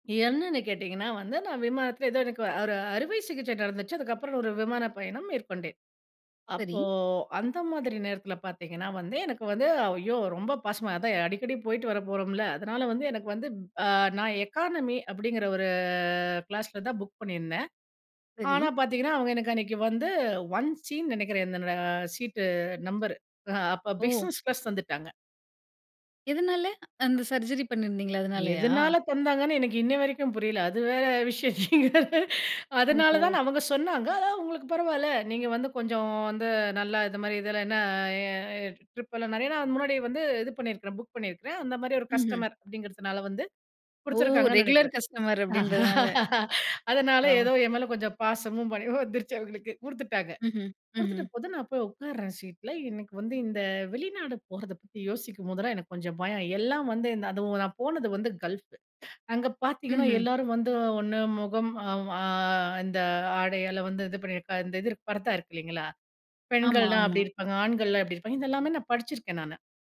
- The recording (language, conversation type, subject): Tamil, podcast, பயணத்தில் சந்தித்த தெரியாத ஒருவரைப் பற்றிய ஒரு கதையைச் சொல்ல முடியுமா?
- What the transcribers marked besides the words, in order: in English: "எக்கானமி"; drawn out: "ஒரு"; in English: "ஒன் சின்னு"; in English: "பிஸ்னஸ் கிளாஸ்"; other noise; laugh; laugh; in English: "கல்ஃப்"